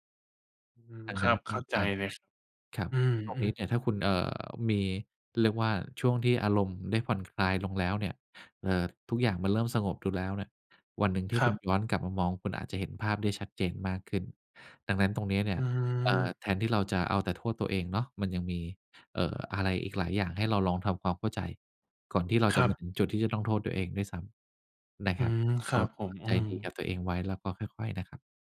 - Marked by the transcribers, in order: none
- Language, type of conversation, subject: Thai, advice, คำถามภาษาไทยเกี่ยวกับการค้นหาความหมายชีวิตหลังเลิกกับแฟน